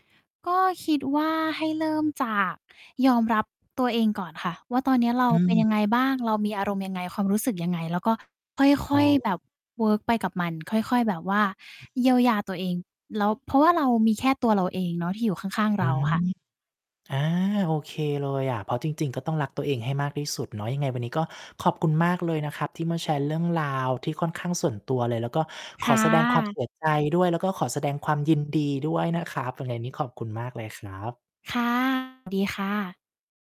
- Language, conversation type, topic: Thai, podcast, ถ้าคุณต้องเลือกเพลงหนึ่งเพลงมาเป็นตัวแทนตัวคุณ คุณจะเลือกเพลงอะไร?
- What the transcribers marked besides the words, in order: distorted speech